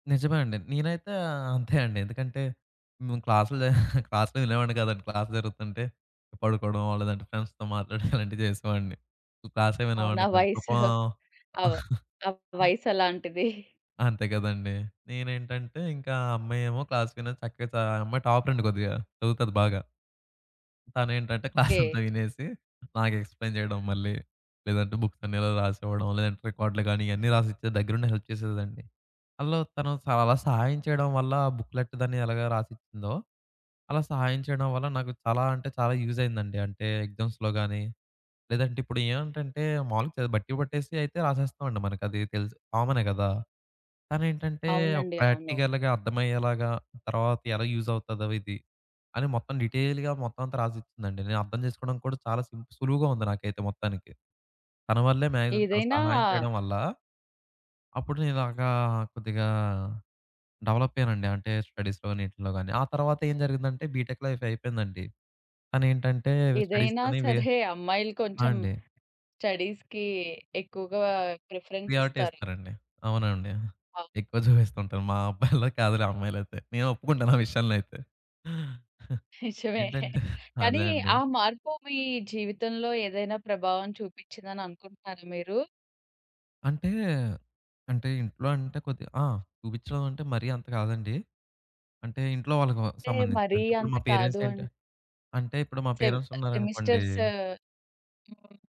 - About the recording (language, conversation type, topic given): Telugu, podcast, ఆపద సమయంలో ఎవరో ఇచ్చిన సహాయం వల్ల మీ జీవితంలో దారి మారిందా?
- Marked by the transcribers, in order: chuckle; in English: "క్లాస్‌లో"; in English: "క్లాస్"; in English: "ఫ్రెండ్స్‌తో"; chuckle; unintelligible speech; chuckle; in English: "క్లాస్"; in English: "టాపర్"; tapping; laughing while speaking: "క్లాసంతా వినేసి"; in English: "ఎక్స్‌ప్లైన్"; in English: "బుక్స్"; in English: "హెల్ప్"; in English: "బుక్‌లెట్"; in English: "యూజ్"; in English: "ఎగ్జామ్స్‌లో"; in English: "ప్రాక్టికల్‌గా"; in English: "యూజ్"; in English: "డీటెయిల్‌గా"; in English: "సింపుల్"; other background noise; in English: "మాక్సిమం"; in English: "డెవలప్"; in English: "స్టడీస్‌లోని"; in English: "బీటెక్ లైఫ్"; in English: "స్టడీస్‌కని"; in English: "స్టడీస్‌కి"; in English: "ప్రిఫరెన్స్"; in English: "ప్రియారిటీ"; laughing while speaking: "ఎక్కువ చూపిస్తూ ఉంటారు. మా అబ్బాయిల్లా కాదులే అమ్మాయిలైతే. నేను ఒప్పుకుంటాను ఆ విషయాంలో అయితే"; laughing while speaking: "నిజమే"; in English: "పేరెంట్స్"; in English: "పేరెంట్స్"; in English: "సెమ్ సెమిస్టర్స్"